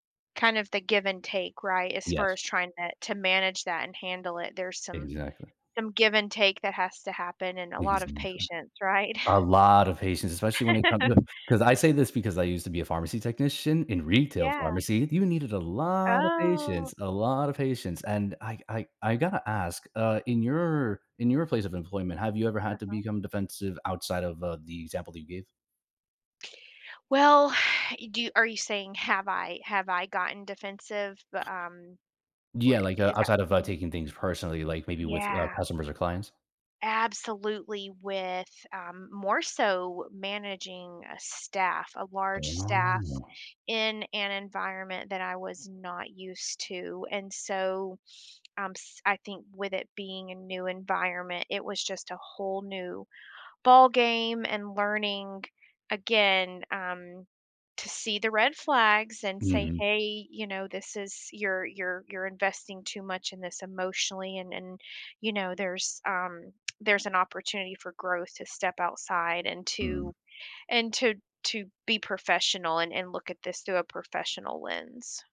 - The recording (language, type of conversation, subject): English, unstructured, What makes it difficult for people to admit when they are wrong?
- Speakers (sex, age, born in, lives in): female, 40-44, United States, United States; male, 25-29, Colombia, United States
- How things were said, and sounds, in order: laughing while speaking: "right?"; laugh; drawn out: "Oh"; stressed: "lot"; exhale; drawn out: "Oh"